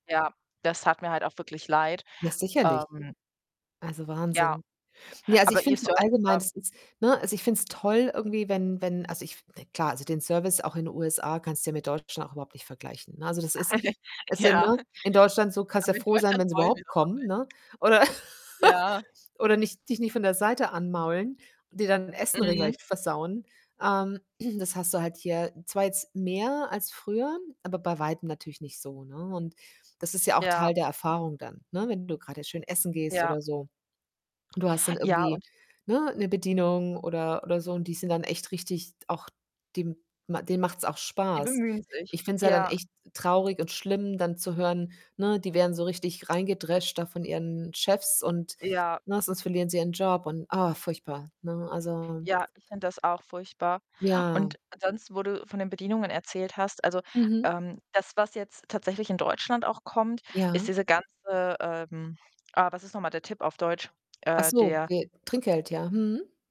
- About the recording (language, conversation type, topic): German, unstructured, Was bedeutet Essen für dich persönlich?
- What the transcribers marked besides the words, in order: distorted speech; other background noise; giggle; laughing while speaking: "Ja"; laugh; throat clearing; in English: "Tip"